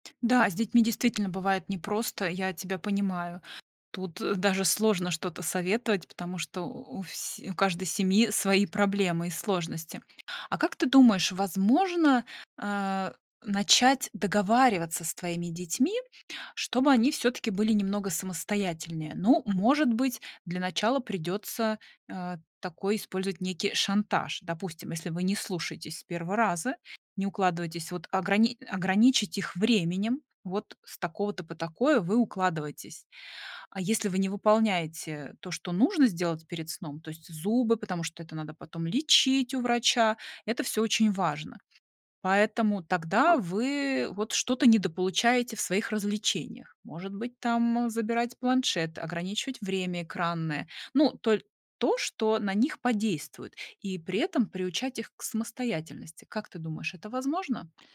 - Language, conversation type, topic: Russian, advice, Как мне наладить вечернюю расслабляющую рутину, если это даётся с трудом?
- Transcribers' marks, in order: other background noise